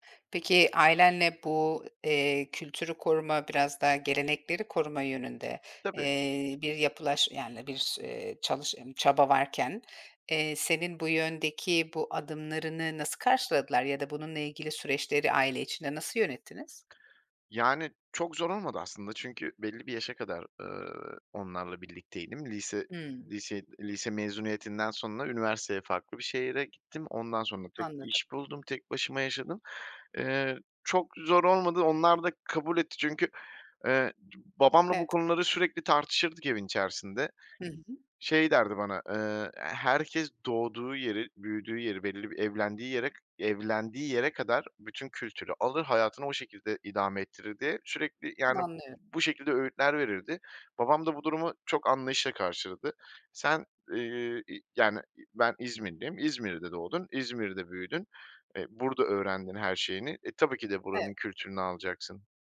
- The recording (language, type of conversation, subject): Turkish, podcast, Sosyal medyanın ruh sağlığı üzerindeki etkisini nasıl yönetiyorsun?
- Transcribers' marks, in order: other noise